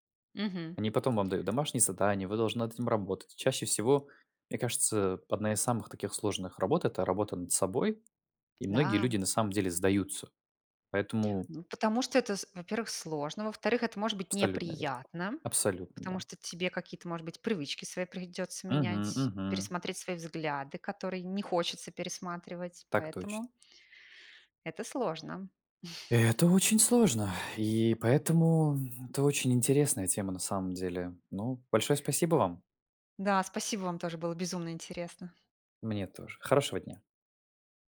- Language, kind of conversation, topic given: Russian, unstructured, Почему многие люди боятся обращаться к психологам?
- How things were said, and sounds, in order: other background noise; tapping; sigh; chuckle